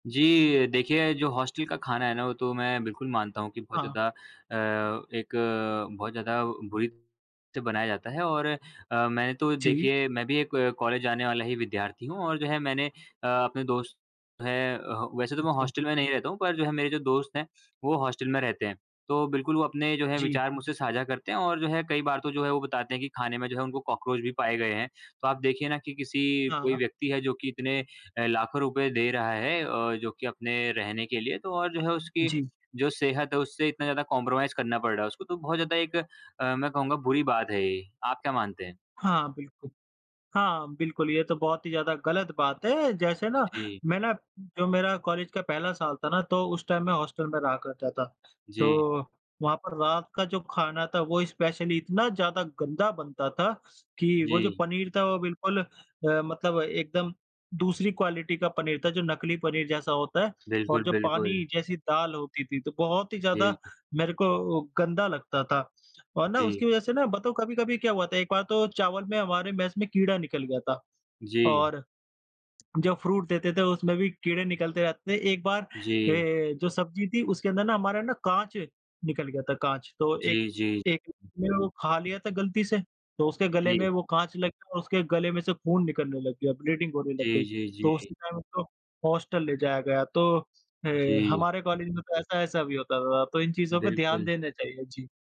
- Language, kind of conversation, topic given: Hindi, unstructured, आपका पसंदीदा खाना कौन सा है और क्यों?
- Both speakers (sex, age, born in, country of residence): female, 25-29, India, India; male, 20-24, India, India
- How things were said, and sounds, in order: in English: "हॉस्टल"; in English: "हॉस्टल"; tapping; in English: "हॉस्टल"; in English: "कॉन्प्रोमाइज़"; in English: "टाइम"; in English: "हॉस्टल"; in English: "स्पेशली"; in English: "क्वालिटी"; in English: "फ्रूट"; in English: "ब्लीडिंग"; in English: "टाइम"; in English: "हॉस्टल"